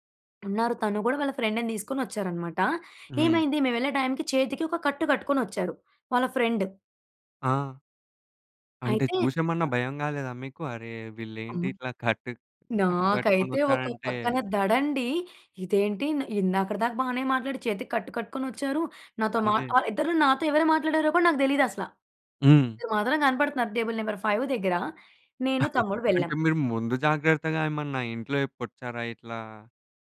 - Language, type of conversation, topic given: Telugu, podcast, ఆన్‌లైన్‌లో పరిచయమైన మిత్రులను ప్రత్యక్షంగా కలవడానికి మీరు ఎలా సిద్ధమవుతారు?
- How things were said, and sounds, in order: in English: "ఫ్రెండ్‌ని"; in English: "ఫ్రెండ్"; in English: "టేబుల్"; in English: "ఫైవ్"; chuckle